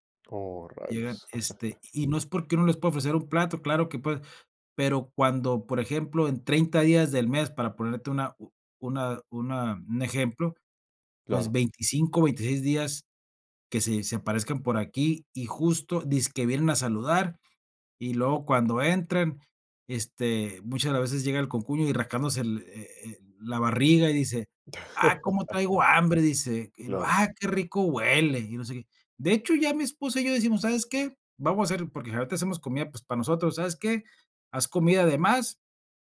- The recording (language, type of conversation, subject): Spanish, advice, ¿Cómo puedo establecer límites con un familiar invasivo?
- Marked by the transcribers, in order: chuckle; laugh